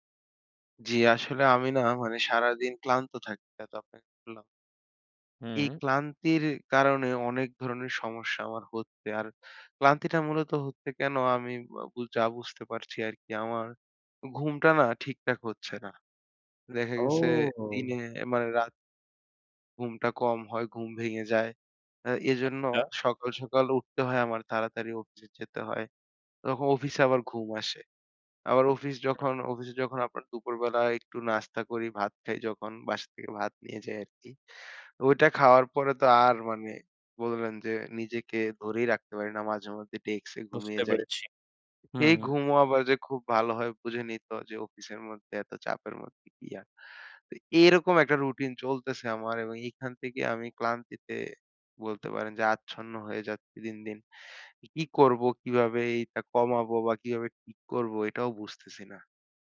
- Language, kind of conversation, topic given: Bengali, advice, বারবার ভীতিকর স্বপ্ন দেখে শান্তিতে ঘুমাতে না পারলে কী করা উচিত?
- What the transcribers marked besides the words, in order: background speech; "তখন" said as "তখ"